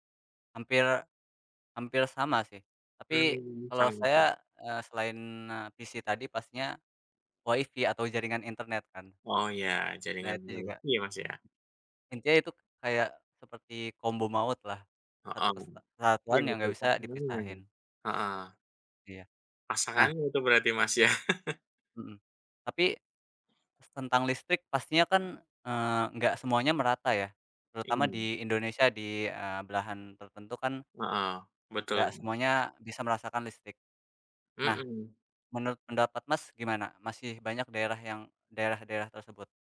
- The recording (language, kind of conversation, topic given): Indonesian, unstructured, Apa yang membuat penemuan listrik begitu penting dalam sejarah manusia?
- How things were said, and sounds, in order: in English: "PC"; other background noise; unintelligible speech; chuckle; unintelligible speech